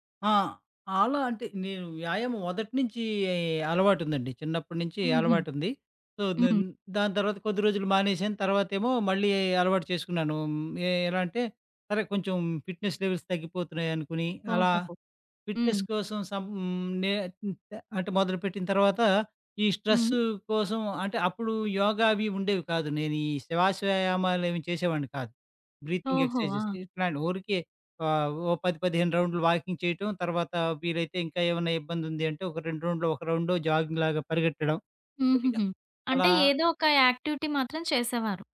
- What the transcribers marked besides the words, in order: "మొదటి" said as "వోదటి"; in English: "సో"; in English: "ఫిట్నెస్ లెవెల్స్"; in English: "ఫిట్నెస్"; in English: "బ్రీతింగ్ ఎక్సర్‌సైజేస్"; in English: "వాకింగ్"; in English: "జాగింగ్‌లాగా"; in English: "యాక్టివిటీ"
- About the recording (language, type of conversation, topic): Telugu, podcast, ప్రశాంతంగా ఉండేందుకు మీకు ఉపయోగపడే శ్వాస వ్యాయామాలు ఏవైనా ఉన్నాయా?